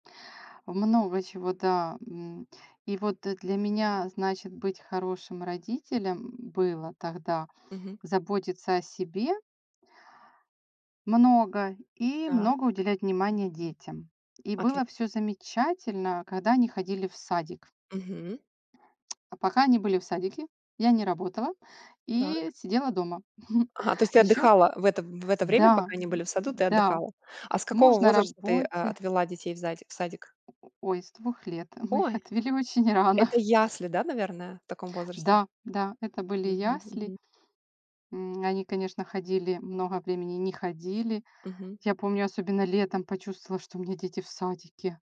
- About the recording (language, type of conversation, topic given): Russian, podcast, Что для тебя значит быть хорошим родителем?
- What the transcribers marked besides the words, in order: other background noise; tsk; chuckle; tapping; laughing while speaking: "их отвели очень рано"